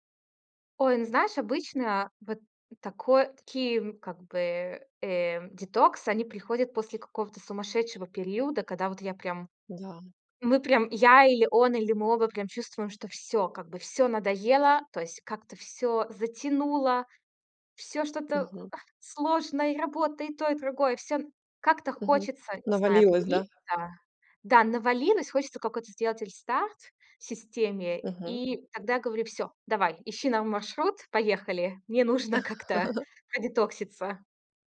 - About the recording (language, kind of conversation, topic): Russian, podcast, Что для тебя значит цифровой детокс и как его провести?
- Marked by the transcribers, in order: chuckle; chuckle